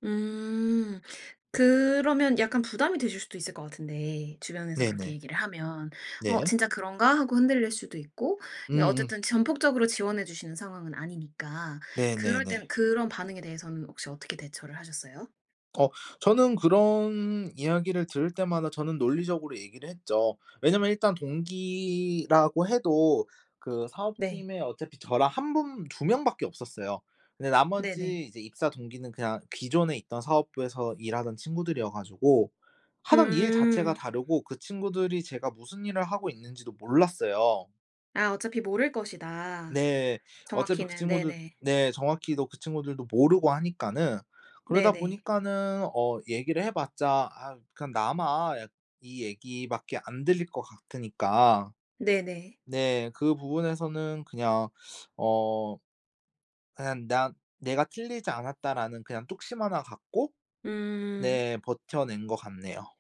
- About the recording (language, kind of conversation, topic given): Korean, podcast, 직업을 바꾸게 된 계기가 무엇이었나요?
- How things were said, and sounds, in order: other background noise